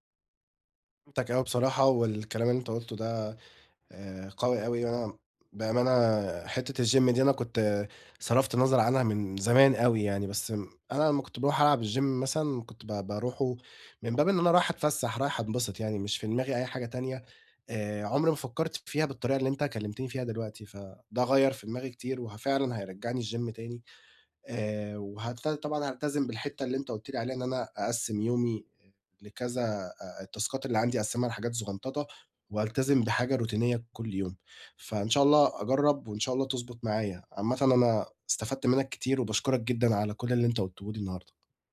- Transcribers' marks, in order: in English: "الgym"; in English: "الgym"; in English: "الgym"; in English: "التاسكات"; tapping; in English: "روتينية"
- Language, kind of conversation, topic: Arabic, advice, إزاي أكمّل تقدّمي لما أحس إني واقف ومش بتقدّم؟